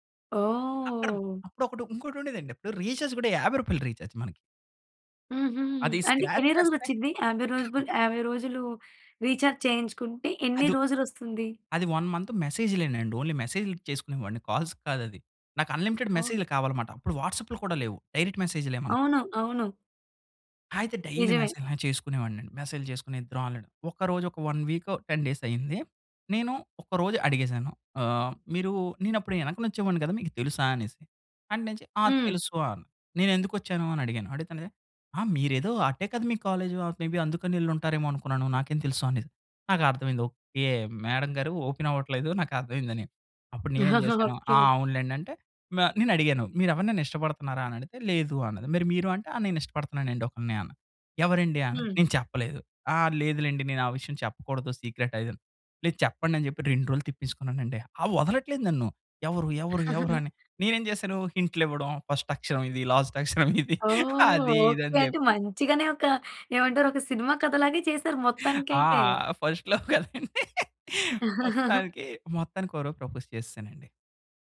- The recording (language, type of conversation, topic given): Telugu, podcast, మొదటి ప్రేమ జ్ఞాపకాన్ని మళ్లీ గుర్తు చేసే పాట ఏది?
- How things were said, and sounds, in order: in English: "రీచార్జ్"; in English: "రీచార్జ్"; in English: "స్క్రాచ్"; "రోజులు" said as "రో‌జ్‌బులు"; cough; in English: "రీచార్జ్"; in English: "వన్ మంత్"; in English: "ఓన్లీ"; in English: "కాల్స్"; in English: "అన్లిమిటెడ్"; in English: "డైరెక్ట్ మెసేజ్‌లే"; in English: "డైలీ"; in English: "ఆల్రెడి"; in English: "వన్"; in English: "టెన్ డేస్"; in English: "మే బీ"; in English: "మేడమ్"; in English: "ఓపెన్"; chuckle; in English: "సీక్రెట్"; chuckle; in English: "ఫస్ట్"; in English: "లాస్ట్"; laughing while speaking: "అక్షరం ఇది అది ఇది అని చెప్పి"; laughing while speaking: "ఆ! ఫస్ట్ లవ్ కదండి. మొత్తానికి"; in English: "ఫస్ట్ లవ్"; chuckle; in English: "ప్రపోజ్"